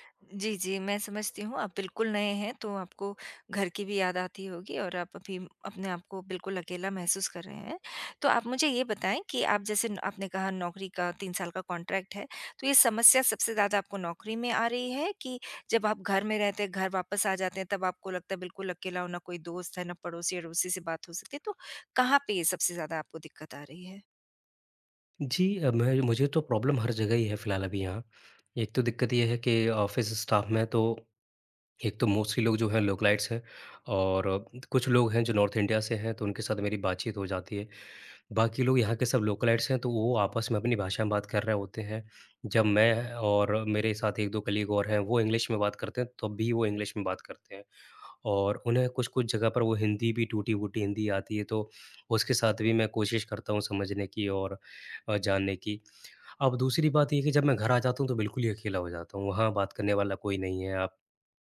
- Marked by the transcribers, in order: other background noise; in English: "कॉन्ट्रैक्ट"; tapping; in English: "प्रॉब्लम"; in English: "ऑफ़िस स्टाफ़"; swallow; in English: "मोस्टली"; in English: "लोकलाइट्स"; in English: "नॉर्थ"; in English: "लोकलाइट्स"; in English: "कलीग"; in English: "इंग्लिश"; in English: "इंग्लिश"
- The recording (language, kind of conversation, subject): Hindi, advice, नए शहर में लोगों से सहजता से बातचीत कैसे शुरू करूँ?